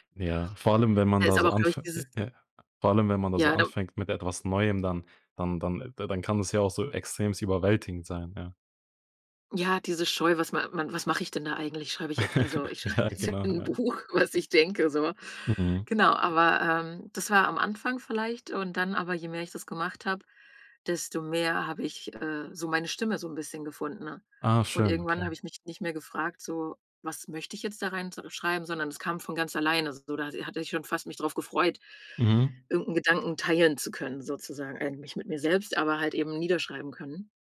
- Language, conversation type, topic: German, podcast, Wie kannst du dich selbst besser kennenlernen?
- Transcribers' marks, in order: "extrem" said as "extremst"; chuckle; laughing while speaking: "in 'n Buch"; tapping